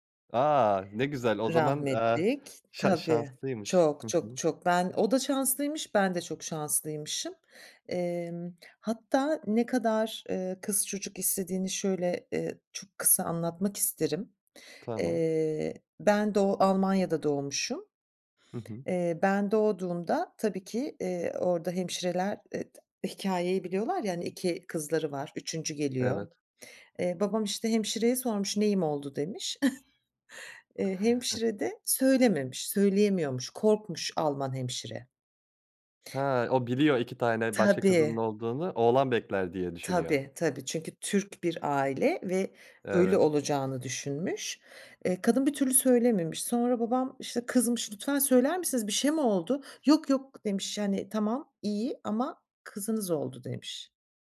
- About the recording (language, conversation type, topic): Turkish, podcast, Çocukluğunuzda aileniz içinde sizi en çok etkileyen an hangisiydi?
- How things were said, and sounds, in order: chuckle